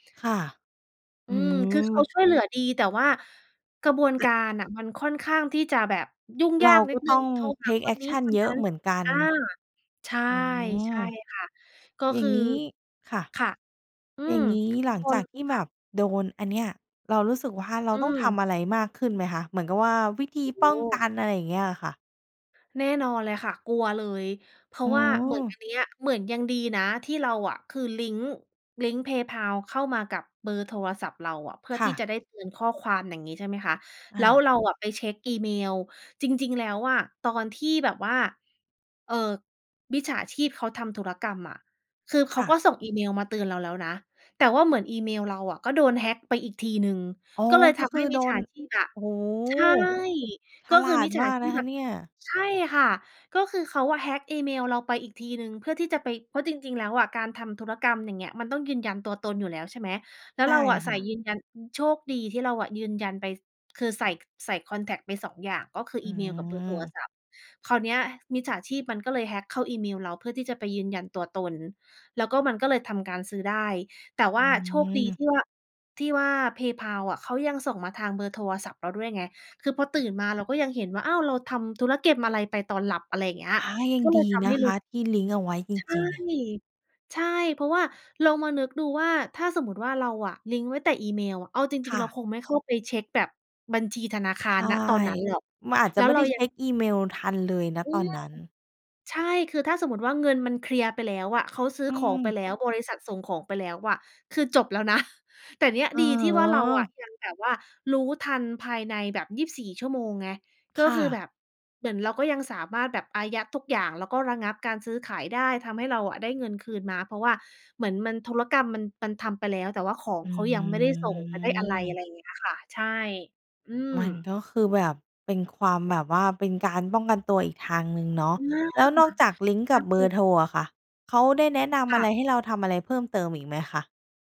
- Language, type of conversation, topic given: Thai, podcast, บอกวิธีป้องกันมิจฉาชีพออนไลน์ที่ควรรู้หน่อย?
- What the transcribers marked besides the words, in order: in English: "เทกแอกชัน"; other background noise; "ธุรกรรม" said as "ธุรเก็ม"; background speech; chuckle; drawn out: "อืม"